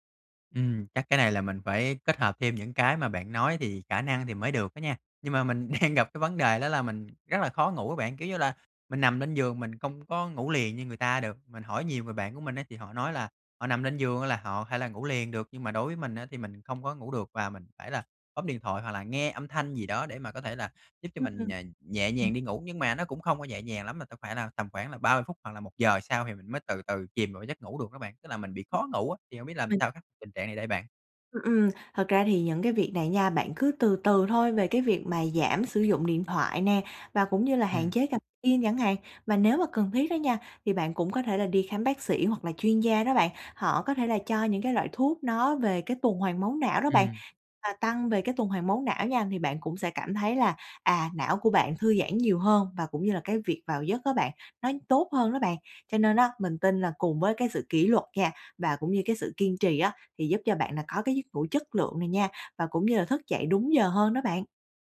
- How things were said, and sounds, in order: tapping; laughing while speaking: "đang"
- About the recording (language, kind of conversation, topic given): Vietnamese, advice, Làm sao để cải thiện thói quen thức dậy đúng giờ mỗi ngày?